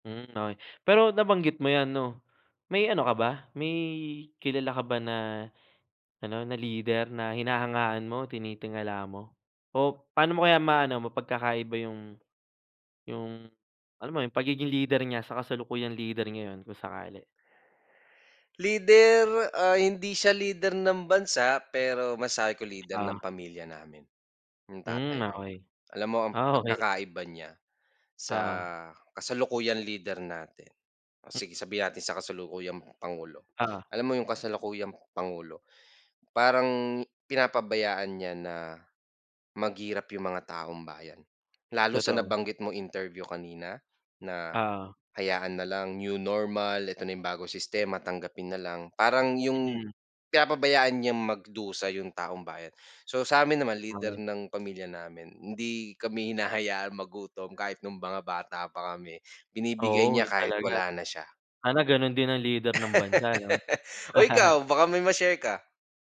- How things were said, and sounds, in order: unintelligible speech; laugh; chuckle
- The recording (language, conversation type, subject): Filipino, unstructured, Ano ang palagay mo sa kasalukuyang mga lider ng bansa?